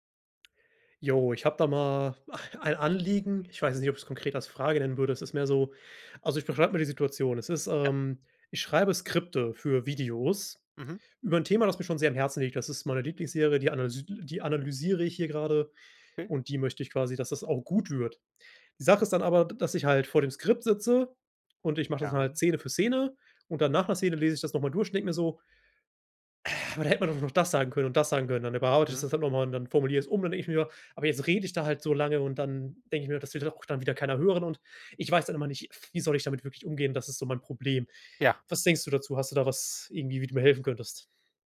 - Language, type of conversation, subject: German, advice, Wie blockiert dich Perfektionismus bei deinen Projekten und wie viel Stress verursacht er dir?
- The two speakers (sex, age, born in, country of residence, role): male, 25-29, Germany, Germany, user; male, 30-34, Germany, Germany, advisor
- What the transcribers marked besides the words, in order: chuckle; other noise